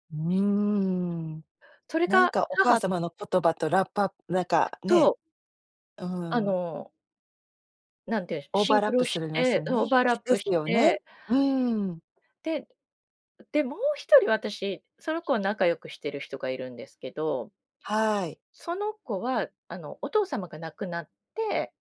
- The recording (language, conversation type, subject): Japanese, podcast, 誰かの一言で方向がガラッと変わった経験はありますか？
- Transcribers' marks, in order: in English: "オーバーラップ"; in English: "オーバーラップ"; other background noise; tapping